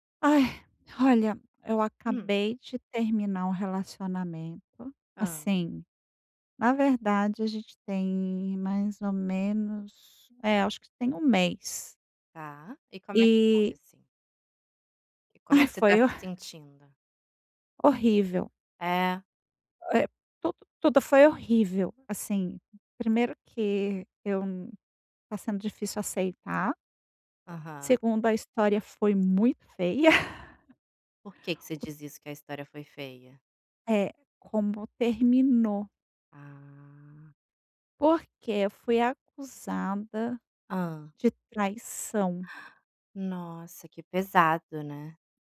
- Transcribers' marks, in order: tapping; laughing while speaking: "feia"; drawn out: "Ah!"; gasp
- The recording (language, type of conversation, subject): Portuguese, advice, Como posso lidar com um término recente e a dificuldade de aceitar a perda?